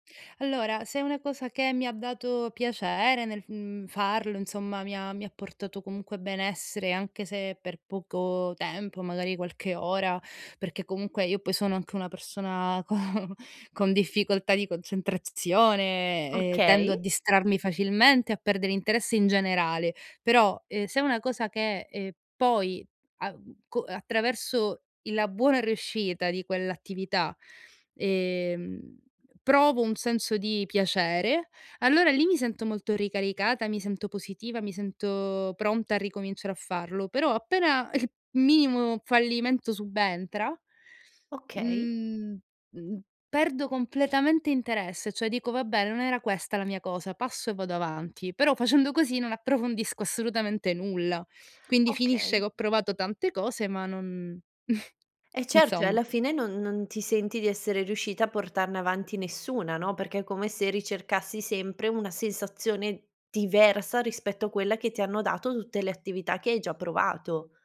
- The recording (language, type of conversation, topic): Italian, advice, Come posso smettere di misurare il mio valore solo in base ai risultati, soprattutto quando ricevo critiche?
- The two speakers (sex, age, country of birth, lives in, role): female, 30-34, Italy, Germany, user; female, 30-34, Italy, Italy, advisor
- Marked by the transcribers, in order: laughing while speaking: "co"; laughing while speaking: "il"; other background noise; chuckle